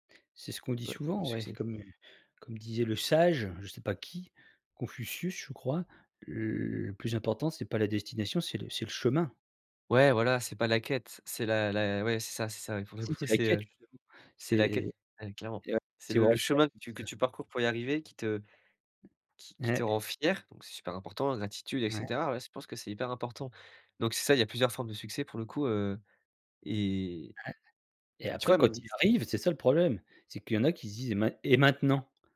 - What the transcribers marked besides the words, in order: unintelligible speech; unintelligible speech; other background noise
- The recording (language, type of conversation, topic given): French, podcast, Comment définis-tu le succès, pour toi ?